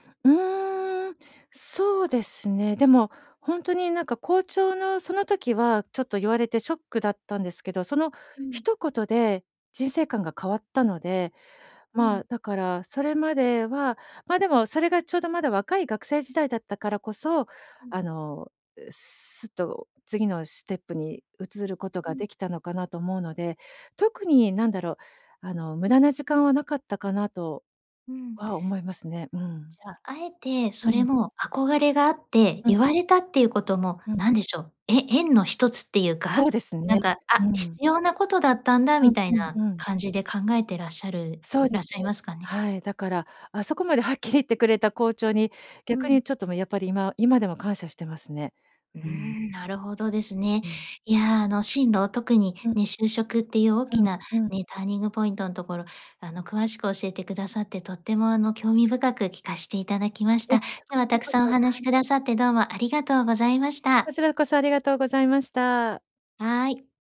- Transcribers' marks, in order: "ステップ" said as "シテップ"
- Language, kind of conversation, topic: Japanese, podcast, 進路を変えたきっかけは何でしたか？